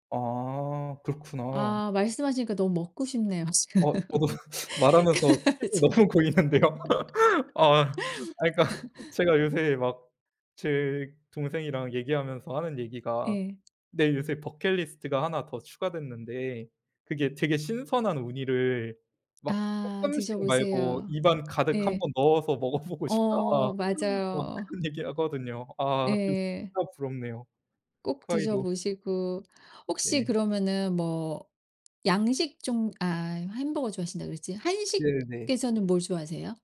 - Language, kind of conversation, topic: Korean, unstructured, 가장 좋아하는 음식은 무엇인가요?
- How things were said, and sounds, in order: laughing while speaking: "저도"; laughing while speaking: "너무 고이는데요"; laughing while speaking: "지금 갑자기"; laugh; laughing while speaking: "아 그러니까"; laugh; tapping; laughing while speaking: "먹어보고 싶다"; other background noise